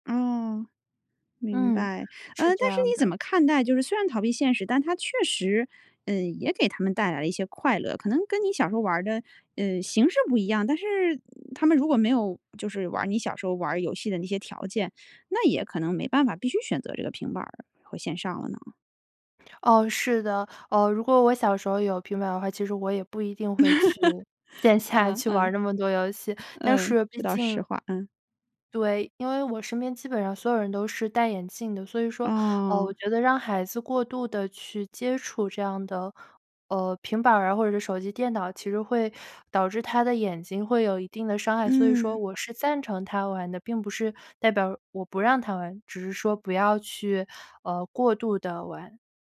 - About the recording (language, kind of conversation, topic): Chinese, podcast, 你小时候最喜欢玩的游戏是什么？
- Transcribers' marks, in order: laugh; laughing while speaking: "线下"